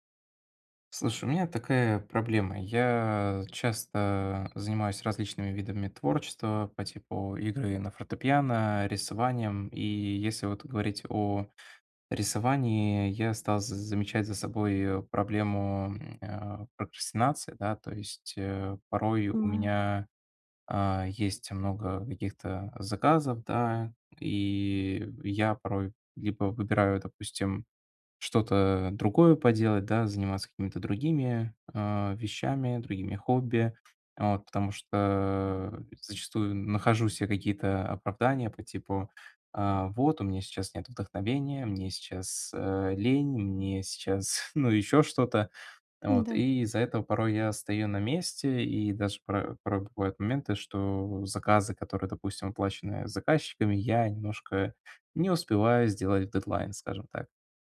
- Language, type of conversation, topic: Russian, advice, Как мне справиться с творческим беспорядком и прокрастинацией?
- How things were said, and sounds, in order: chuckle